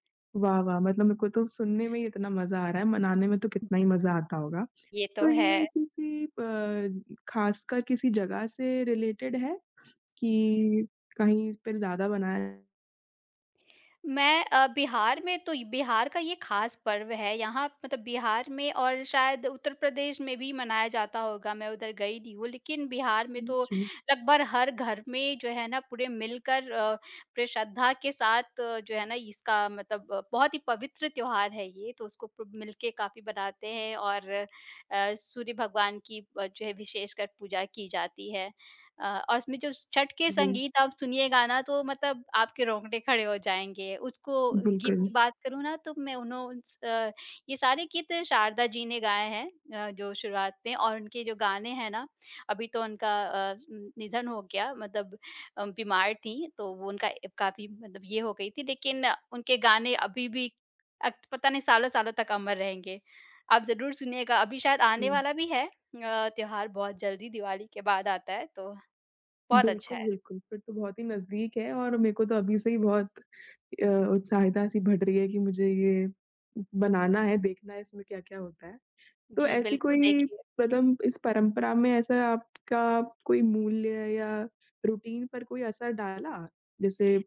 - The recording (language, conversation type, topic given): Hindi, podcast, बचपन में आपके घर की कौन‑सी परंपरा का नाम आते ही आपको तुरंत याद आ जाती है?
- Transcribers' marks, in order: tapping; in English: "रिलेटेड"; in English: "रूटीन"